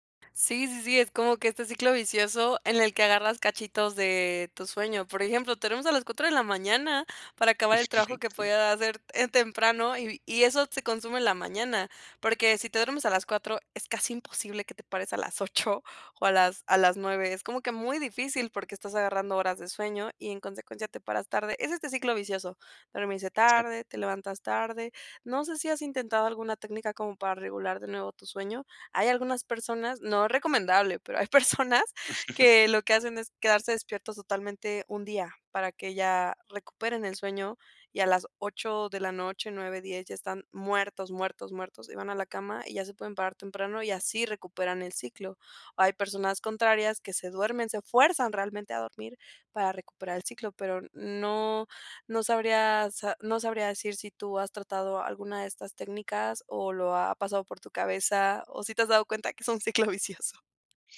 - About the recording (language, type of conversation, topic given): Spanish, advice, ¿Cómo puedo reducir las distracciones para enfocarme en mis prioridades?
- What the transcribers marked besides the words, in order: chuckle; unintelligible speech; "podías" said as "podreias"; chuckle; laughing while speaking: "hay personas"; laughing while speaking: "que es un ciclo vicioso"; other background noise